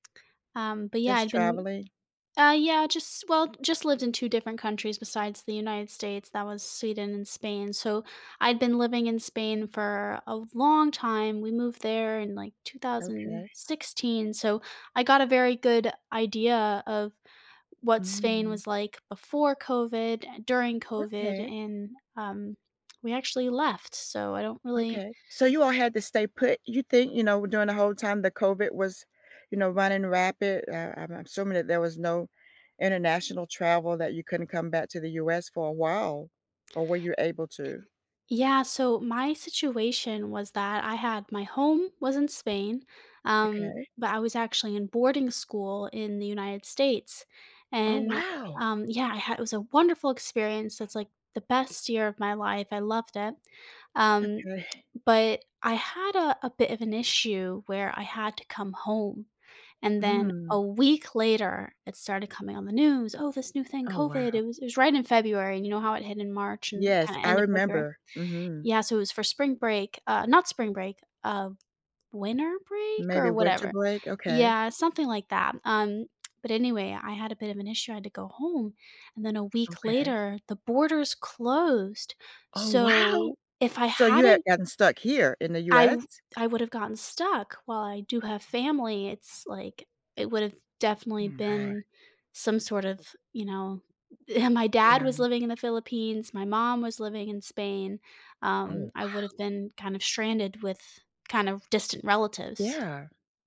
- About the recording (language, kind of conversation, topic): English, unstructured, How have recent experiences influenced your perspective on life?
- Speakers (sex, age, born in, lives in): female, 20-24, United States, United States; female, 60-64, United States, United States
- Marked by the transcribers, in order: tapping; stressed: "week"